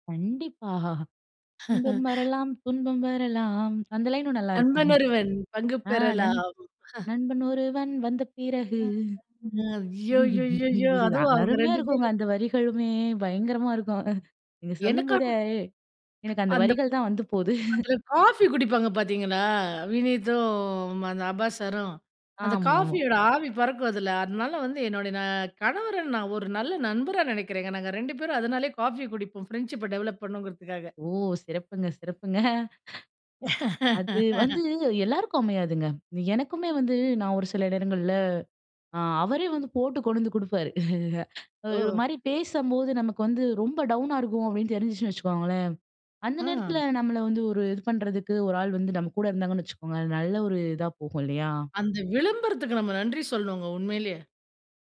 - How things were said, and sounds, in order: singing: "இன்பம் வரலாம் துன்பம் வரலாம்"; laugh; singing: "நண்பன் ஒருவன் வந்த பிறகு"; chuckle; unintelligible speech; laugh; other noise; chuckle; laugh; chuckle; in English: "டவுனா"
- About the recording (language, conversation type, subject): Tamil, podcast, நண்பருடன் பேசுவது உங்களுக்கு எப்படி உதவுகிறது?